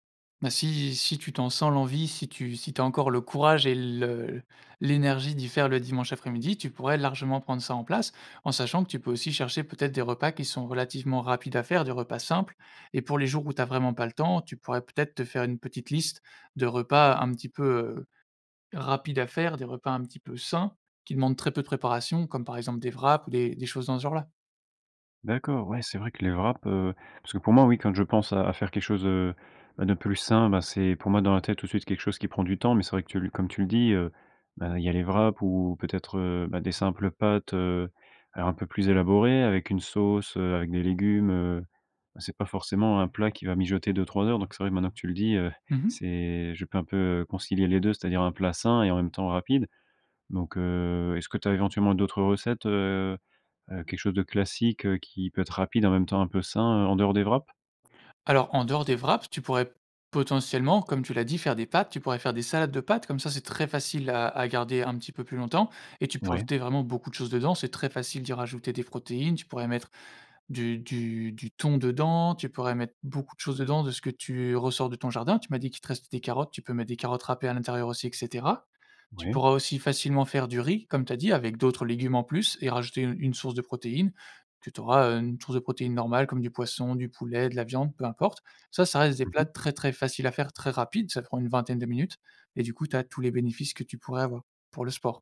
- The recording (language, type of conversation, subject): French, advice, Comment puis-je manger sainement malgré un emploi du temps surchargé et des repas pris sur le pouce ?
- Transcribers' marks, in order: stressed: "sains"; stressed: "très"